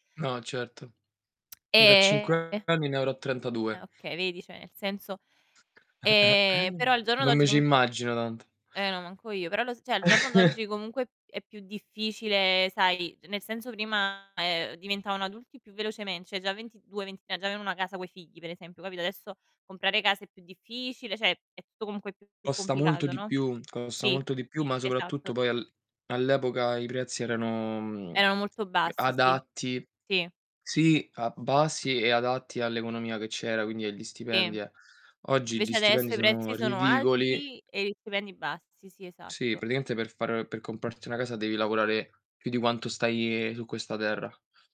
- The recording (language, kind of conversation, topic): Italian, unstructured, Perché alcune persone trovano difficile risparmiare?
- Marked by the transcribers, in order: other background noise; distorted speech; tongue click; drawn out: "E"; "cioè" said as "ceh"; other noise; chuckle; "cioè" said as "ceh"; chuckle; "cioè" said as "ceh"; "cioè" said as "ceh"; drawn out: "erano"